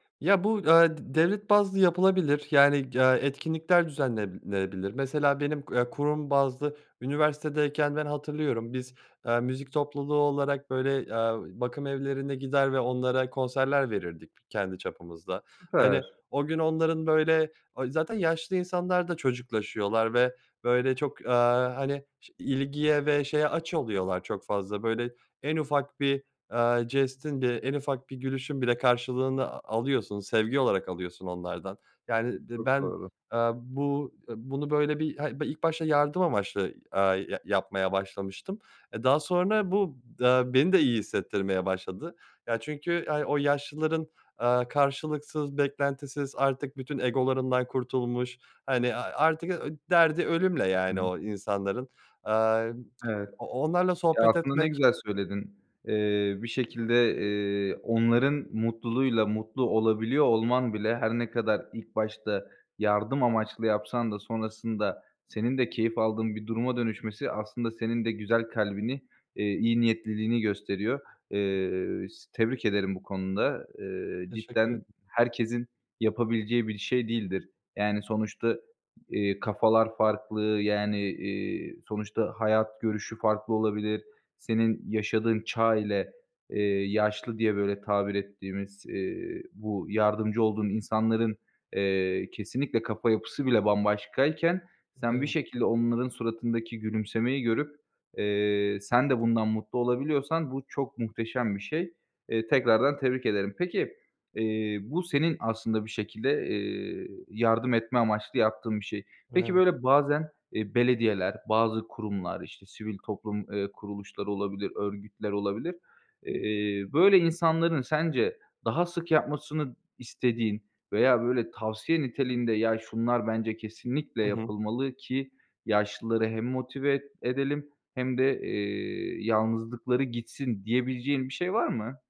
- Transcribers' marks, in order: "düzenlenebilir" said as "düzemlelenebilir"; tapping
- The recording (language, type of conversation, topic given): Turkish, podcast, Yaşlıların yalnızlığını azaltmak için neler yapılabilir?